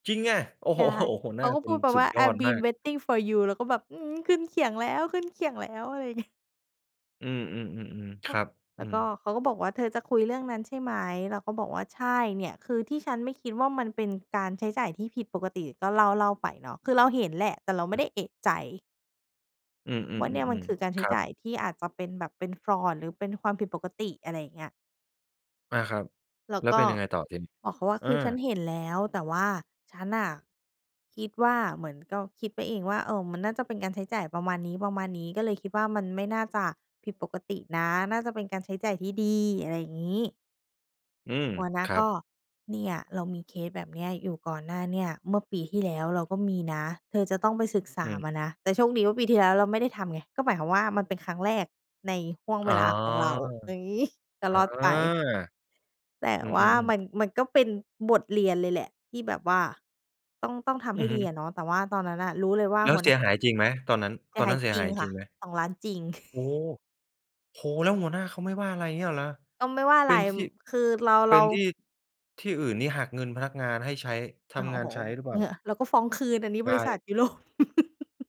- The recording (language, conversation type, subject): Thai, podcast, คุณจัดการกับความกลัวเมื่อต้องพูดความจริงอย่างไร?
- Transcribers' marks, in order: surprised: "จริงอะ"; chuckle; laughing while speaking: "งี้"; in English: "Fraud"; laughing while speaking: "งี้"; chuckle; laughing while speaking: "ยุโรป"; chuckle